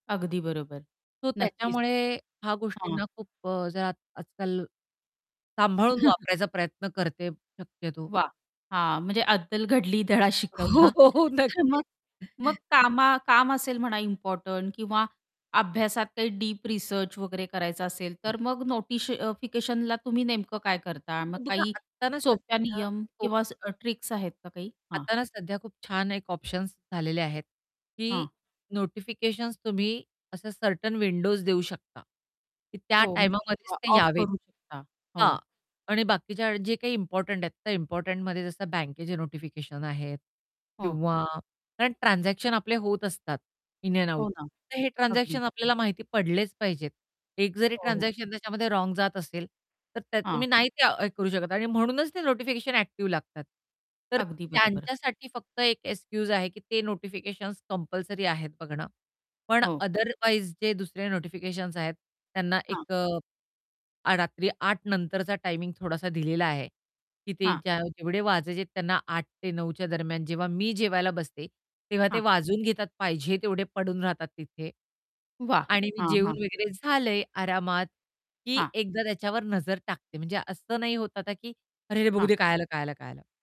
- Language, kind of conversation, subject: Marathi, podcast, नोटिफिकेशन्समुळे लक्ष विचलित होतं का?
- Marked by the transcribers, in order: distorted speech; chuckle; static; laughing while speaking: "धडा शिकवला"; laughing while speaking: "हो, हो, हो. नक्कीच"; tapping; unintelligible speech; in English: "ट्रिक्स"; unintelligible speech; in English: "सर्टन विंडोज"; in English: "ऑफ"; in English: "इन अँड आउट"; in English: "एक्सक्यूज"